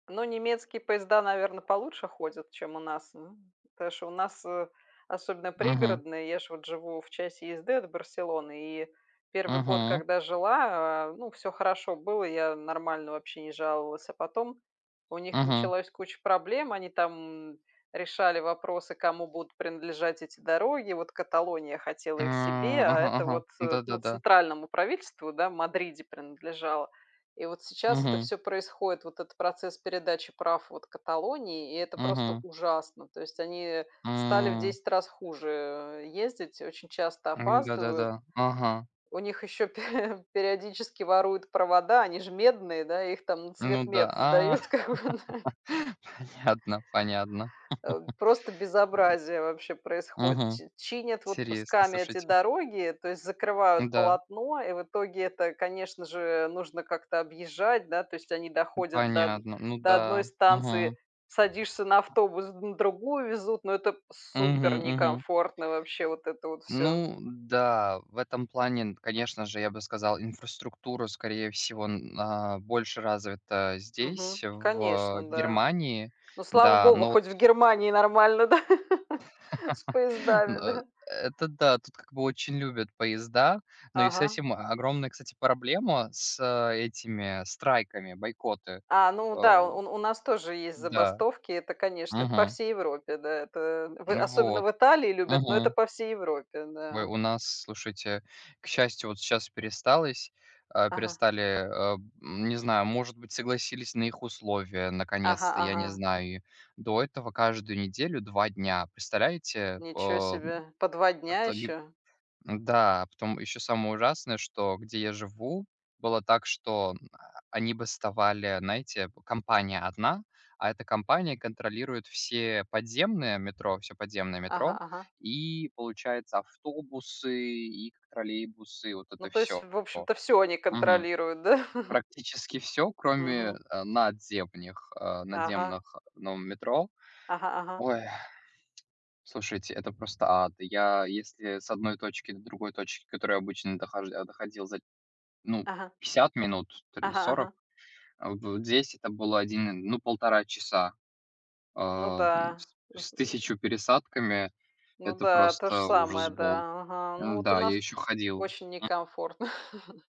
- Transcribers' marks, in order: laughing while speaking: "пе"; laughing while speaking: "как бы, да"; laugh; chuckle; other background noise; chuckle; laugh; chuckle; tapping; chuckle
- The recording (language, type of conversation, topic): Russian, unstructured, Вы бы выбрали путешествие на машине или на поезде?
- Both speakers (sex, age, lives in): female, 45-49, Spain; male, 20-24, Germany